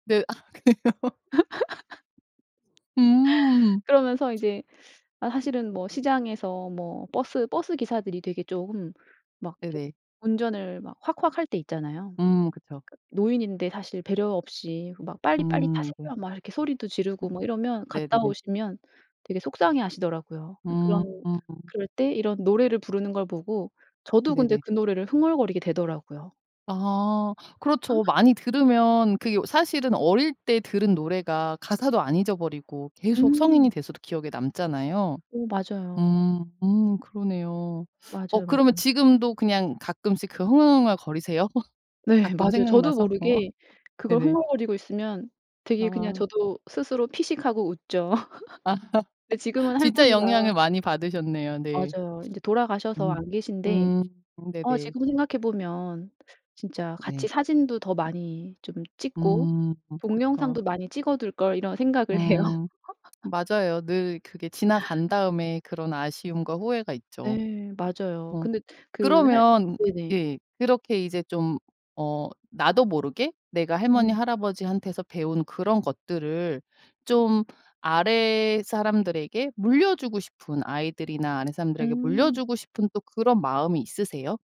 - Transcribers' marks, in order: laughing while speaking: "아 그래요?"; laugh; tapping; other background noise; laugh; laugh; laugh; laughing while speaking: "해요"; laugh
- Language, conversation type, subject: Korean, podcast, 할머니·할아버지에게서 배운 문화가 있나요?